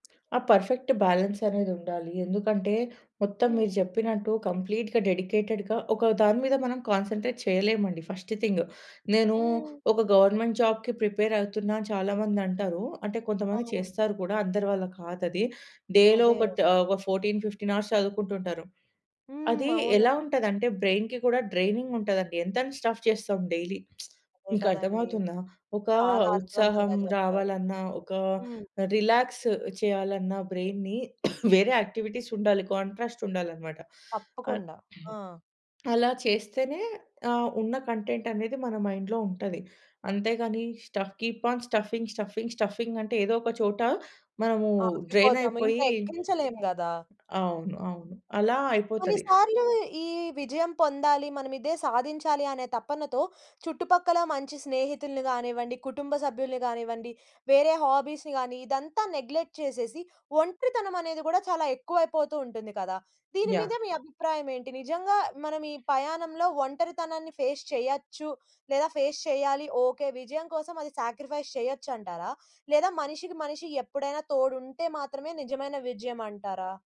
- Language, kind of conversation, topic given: Telugu, podcast, విజయం మన మానసిక ఆరోగ్యంపై ఎలా ప్రభావం చూపిస్తుంది?
- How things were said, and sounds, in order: in English: "పర్ఫెక్ట్ బ్యాలన్స్"; in English: "కంప్లీట్‌గా డెడికేటెడ్‌గా"; in English: "కాన్సంట్రేట్"; in English: "ఫస్ట్ థింగ్"; in English: "గవర్నమెంట్ జాబ్‌కి ప్రిపేర్"; in English: "డేలో"; in English: "ఫోర్టీన్ ఫిఫ్టీన్ అవర్స్"; in English: "బ్రెయిన్‌కి"; in English: "డ్రేనింగ్"; in English: "స్టఫ్"; in English: "డైలీ"; lip smack; in English: "రిలాక్స్"; in English: "బ్రెయిన్‌ని"; cough; in English: "యాక్టివిటీస్"; in English: "కాంట్రాస్ట్"; throat clearing; in English: "కంటెంట్"; in English: "మైండ్‌లో"; in English: "స్టఫ్, కీప్ ఆన్ స్టఫింగ్, స్టఫింగ్, స్టఫింగ్"; in English: "డ్రెయిన్"; other background noise; in English: "హాబీస్‌ని"; in English: "నెగ్లెక్ట్"; in English: "ఫేస్"; in English: "ఫేస్"; in English: "సాక్రిఫైస్"